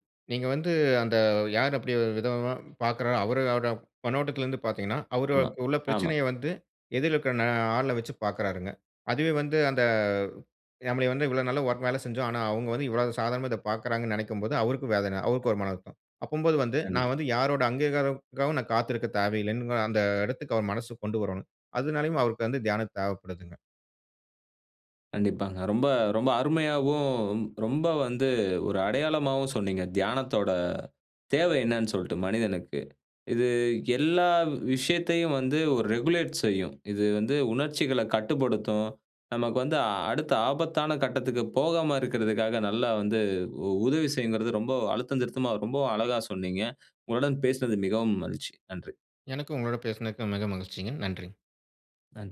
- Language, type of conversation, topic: Tamil, podcast, தியானம் மனஅழுத்தத்தை சமாளிக்க எப்படிப் உதவுகிறது?
- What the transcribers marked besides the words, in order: in English: "ரெகுலேட்"; inhale